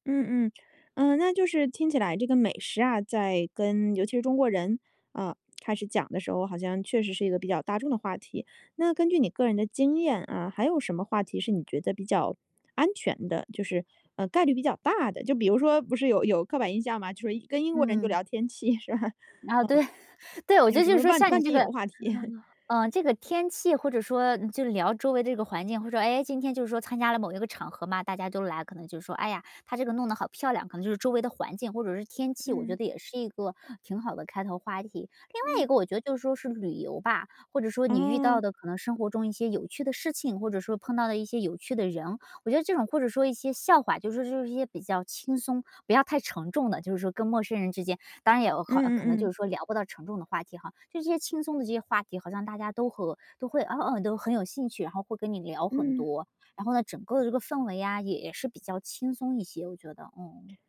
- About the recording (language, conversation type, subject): Chinese, podcast, 你觉得哪些共享经历能快速拉近陌生人距离？
- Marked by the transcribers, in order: laughing while speaking: "是吧？"; laugh; laughing while speaking: "对"; laughing while speaking: "话题"